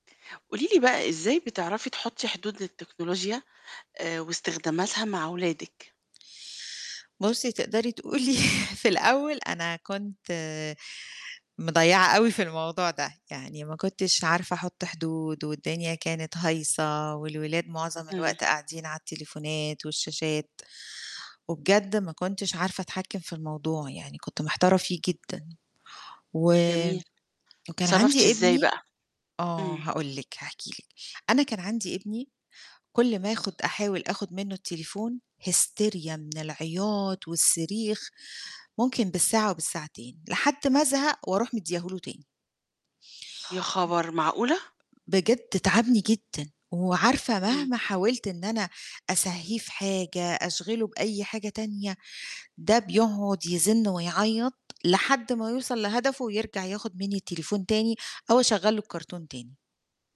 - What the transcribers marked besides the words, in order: static; laughing while speaking: "تقولي"
- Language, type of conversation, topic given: Arabic, podcast, إزاي بتحط حدود لاستخدام التكنولوجيا عند ولادك؟